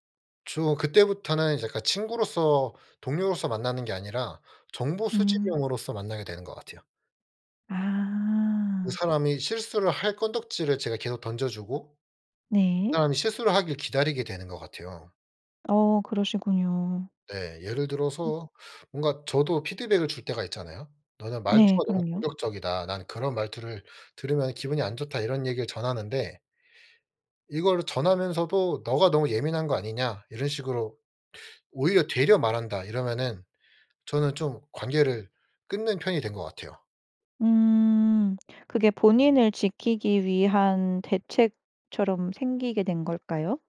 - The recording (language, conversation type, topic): Korean, podcast, 피드백을 받을 때 보통 어떻게 반응하시나요?
- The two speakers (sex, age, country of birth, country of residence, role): female, 35-39, South Korea, Germany, host; male, 25-29, South Korea, South Korea, guest
- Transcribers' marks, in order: none